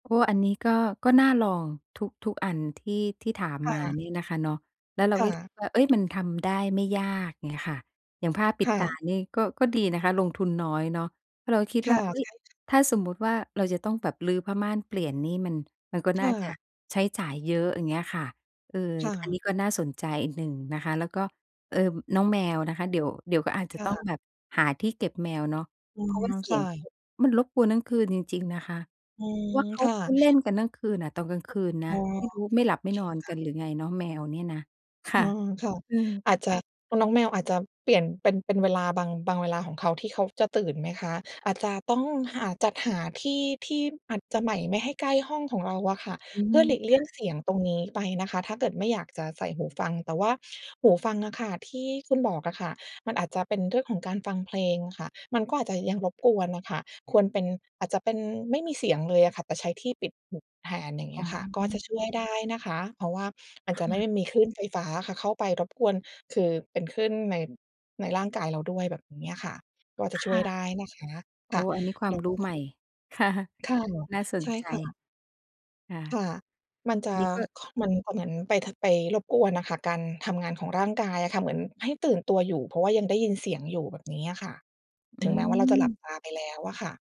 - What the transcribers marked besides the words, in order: other background noise; laughing while speaking: "ค่ะ"
- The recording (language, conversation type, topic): Thai, advice, ฉันควรทำอย่างไรให้ผ่อนคลายก่อนนอนเมื่อกังวลจนนอนไม่หลับ?